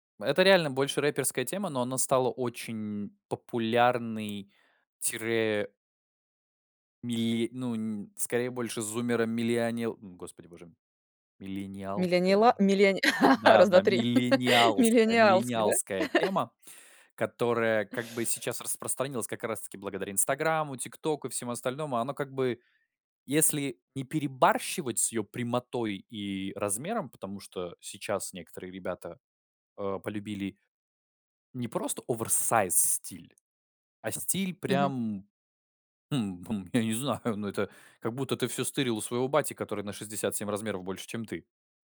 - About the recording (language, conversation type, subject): Russian, podcast, Испытываешь ли ты давление со стороны окружающих следовать моде?
- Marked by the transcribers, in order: tapping; laugh; chuckle; chuckle; chuckle